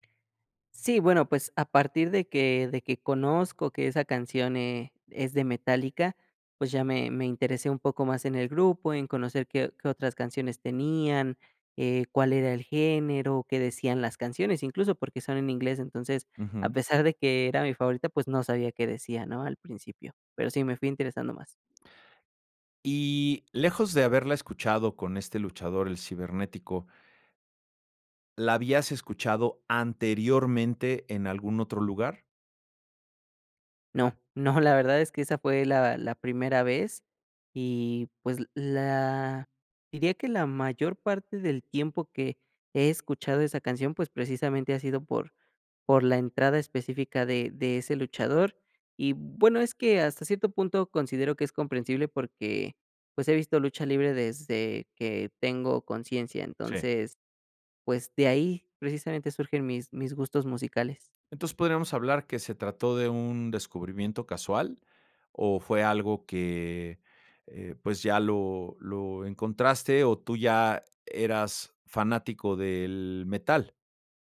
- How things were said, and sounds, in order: none
- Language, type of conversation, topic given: Spanish, podcast, ¿Cuál es tu canción favorita y por qué?